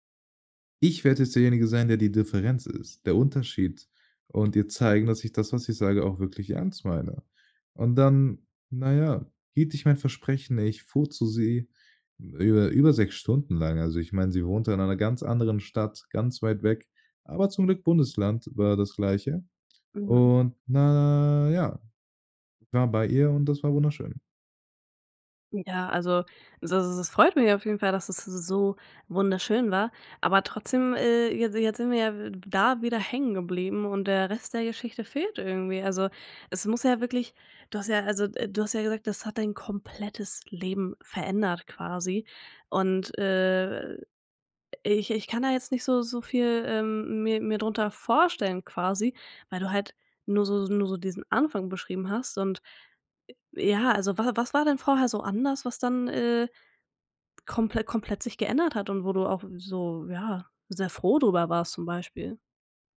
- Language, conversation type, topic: German, podcast, Wann hat ein Zufall dein Leben komplett verändert?
- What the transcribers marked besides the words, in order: drawn out: "na"; stressed: "komplettes"